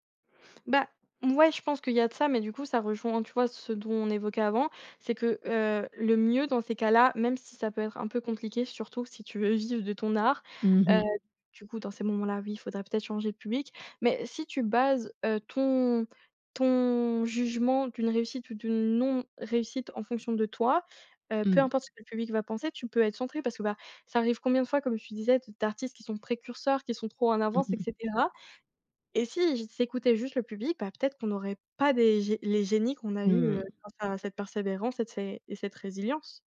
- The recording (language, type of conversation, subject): French, podcast, Comment transformes-tu un échec créatif en leçon utile ?
- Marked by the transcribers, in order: other background noise; tapping